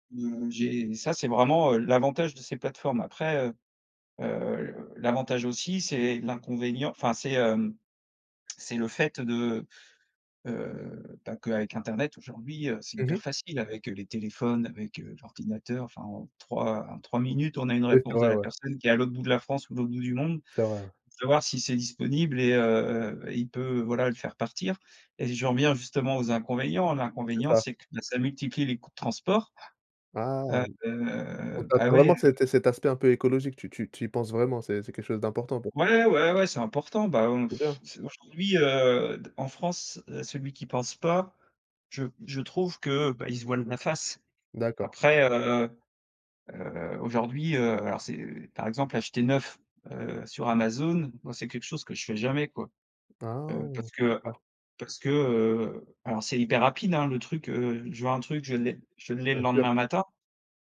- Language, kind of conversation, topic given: French, podcast, Préfères-tu acheter neuf ou d’occasion, et pourquoi ?
- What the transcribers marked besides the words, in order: tongue click; stressed: "Ah"; other background noise; scoff; drawn out: "Ah !"; tapping